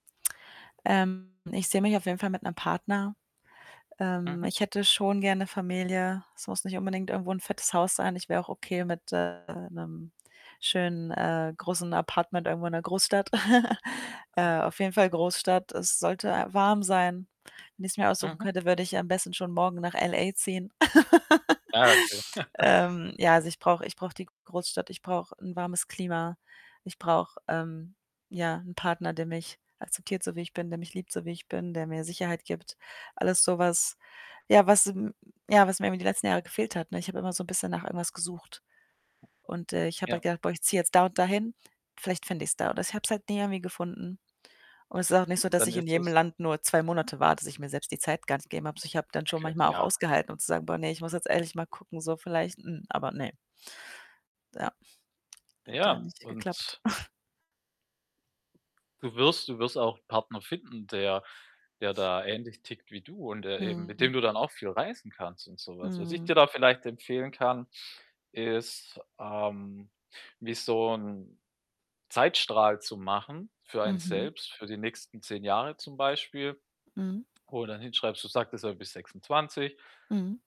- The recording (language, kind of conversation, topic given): German, advice, Wie kann ich meine Lebensprioritäten so setzen, dass ich später keine schwerwiegenden Entscheidungen bereue?
- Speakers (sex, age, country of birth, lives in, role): female, 25-29, Germany, Sweden, user; male, 35-39, Germany, Germany, advisor
- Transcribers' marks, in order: static; other background noise; distorted speech; chuckle; laugh; chuckle; snort